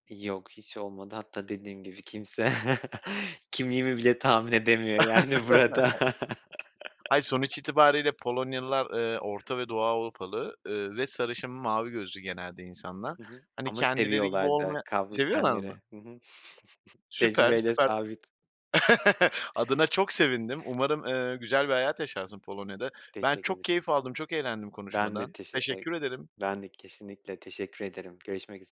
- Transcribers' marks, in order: chuckle; laugh; other background noise; laughing while speaking: "burada"; laugh; laugh; snort
- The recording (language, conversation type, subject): Turkish, podcast, Göç deneyimin kimliğini nasıl değiştirdi, benimle paylaşır mısın?